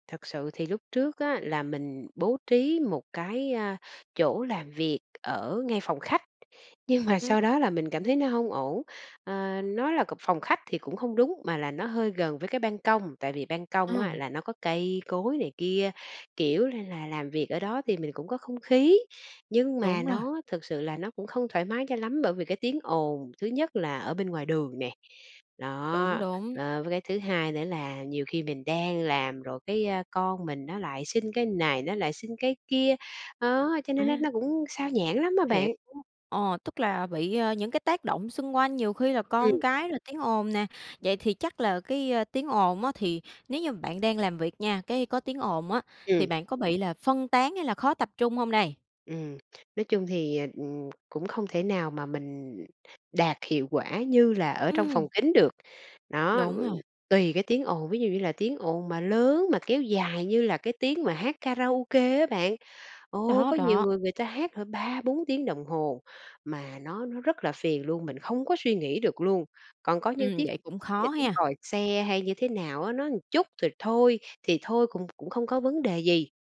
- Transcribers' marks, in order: tapping; other background noise; "một" said as "ờn"
- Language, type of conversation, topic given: Vietnamese, podcast, Bạn sắp xếp góc làm việc ở nhà thế nào để tập trung được?